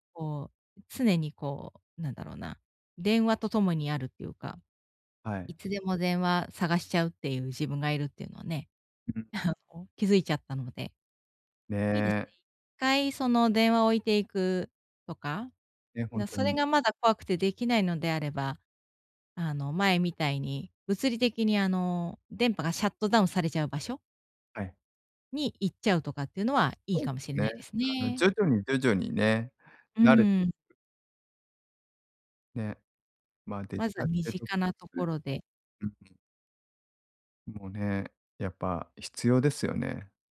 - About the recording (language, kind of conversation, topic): Japanese, advice, 休暇中に本当にリラックスするにはどうすればいいですか？
- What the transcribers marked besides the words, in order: laughing while speaking: "あの"; in English: "シャットダウン"; in English: "デジタルデトックス"